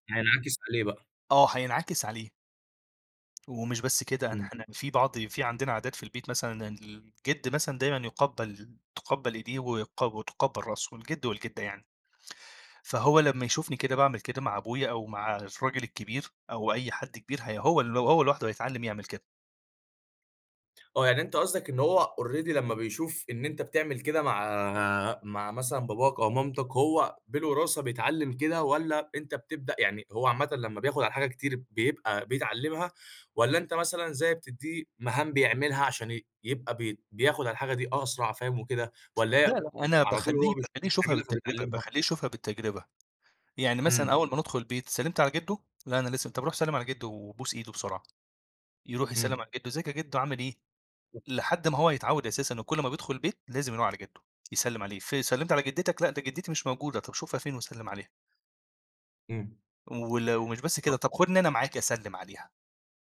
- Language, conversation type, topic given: Arabic, podcast, إزاي بتعلّم ولادك وصفات العيلة؟
- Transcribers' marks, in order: tapping; in English: "already"; unintelligible speech